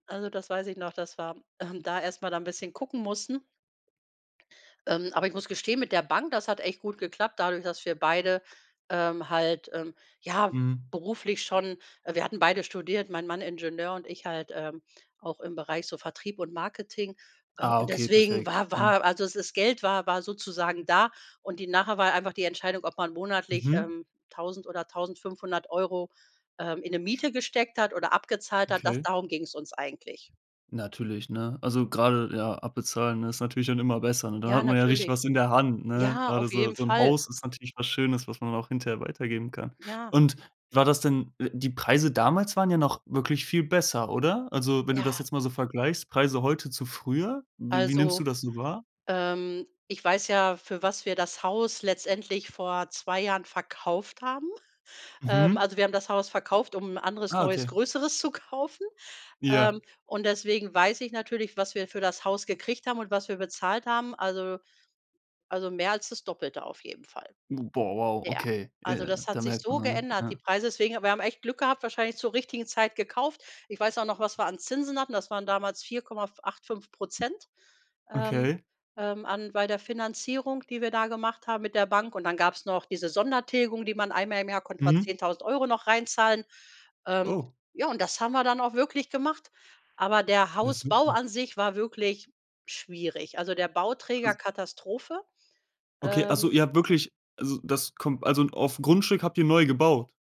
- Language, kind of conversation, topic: German, podcast, Erzähl mal: Wie hast du ein Haus gekauft?
- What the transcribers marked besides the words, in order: put-on voice: "Äh, und deswegen war war"; other noise; put-on voice: "Ja"; laughing while speaking: "kaufen"; stressed: "so"; put-on voice: "Boah, wow"